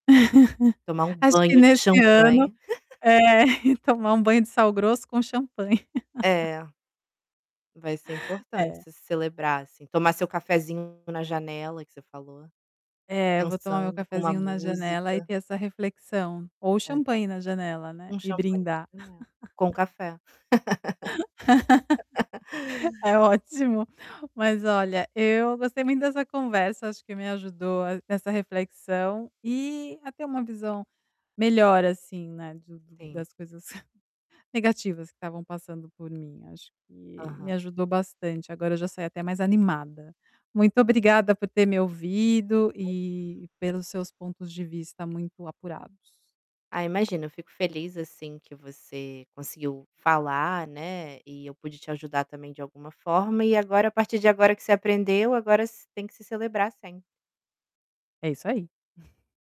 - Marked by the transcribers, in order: laugh; distorted speech; chuckle; tapping; chuckle; laugh; laugh; chuckle; static; chuckle
- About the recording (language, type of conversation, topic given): Portuguese, advice, Como posso medir meu progresso e celebrar minhas vitórias de forma prática?